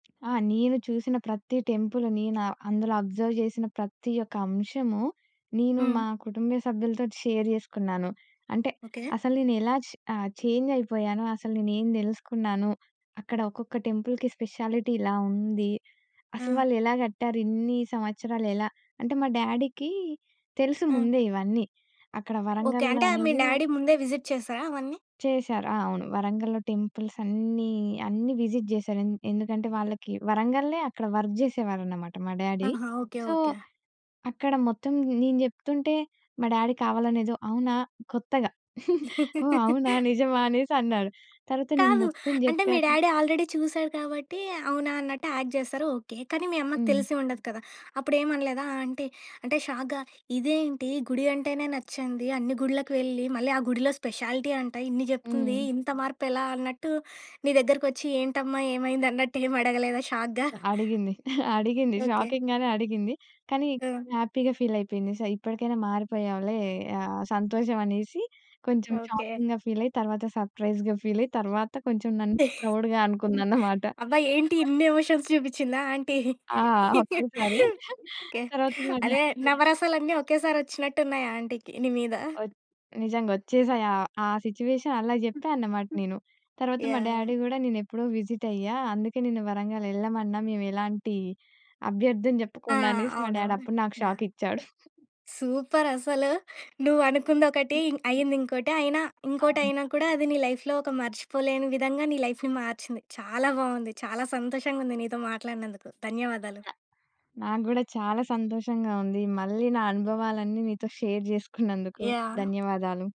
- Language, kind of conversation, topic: Telugu, podcast, మీ జీవితాన్ని మార్చిన ప్రదేశం ఏది?
- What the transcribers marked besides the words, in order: tapping; in English: "అబ్జర్వ్"; in English: "షేర్"; in English: "ఛేంజ్"; in English: "టెంపుల్‌కి స్పెషాలిటీ"; in English: "డ్యాడీకి"; in English: "ఐ మీన్, డ్యాడీ"; in English: "విజిట్"; in English: "టెంపుల్స్"; stressed: "అన్నీ"; in English: "విజిట్"; in English: "వర్క్"; in English: "డ్యాడీ. సో"; in English: "డ్యాడీ"; chuckle; in English: "డ్యాడీ ఆల్రెడీ"; in English: "యాక్ట్"; in English: "షాక్‌గా"; other background noise; in English: "స్పెషాలిటీ"; laughing while speaking: "ఏమైందన్నట్టు, ఏమి అడగలేదా షాక్‌గా?"; in English: "షాక్‌గా?"; chuckle; in English: "షాకింగ్‌గానే"; in English: "హ్యాపీగా"; in English: "షాకింగ్‌గా"; in English: "సర్‌ప్రైజ్‌గా"; other noise; laughing while speaking: "అబ్బా! ఏంటి ఇన్ని ఎమోషన్స్ చూపించ్చిందా ఆంటీ?"; in English: "ప్రౌడ్‌గా"; chuckle; in English: "డ్యాడీ"; in English: "సిచ్యువేషన్"; in English: "డ్యాడీ"; in English: "డ్యాడీ"; in English: "షాక్"; in English: "సూపర్!"; in English: "లైఫ్‌లో"; in English: "లైఫ్‌ని"; in English: "షేర్"